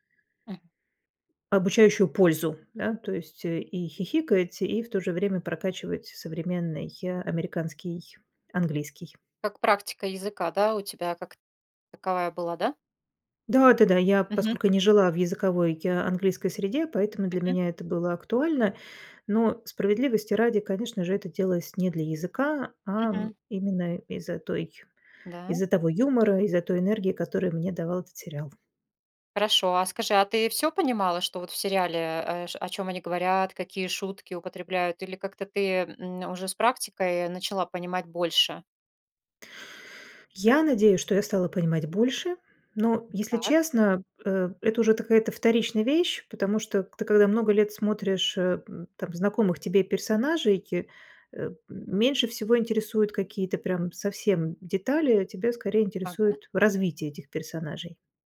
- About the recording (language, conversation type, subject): Russian, podcast, Как соцсети меняют то, что мы смотрим и слушаем?
- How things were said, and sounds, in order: none